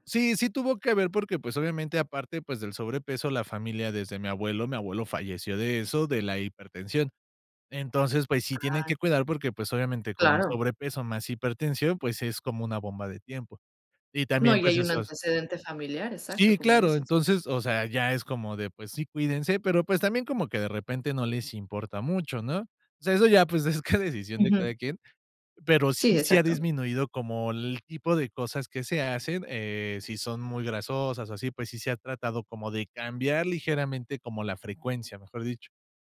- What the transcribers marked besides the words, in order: tapping; other background noise; laughing while speaking: "ca"
- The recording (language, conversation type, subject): Spanish, podcast, ¿Qué papel tienen las tradiciones en tus comidas?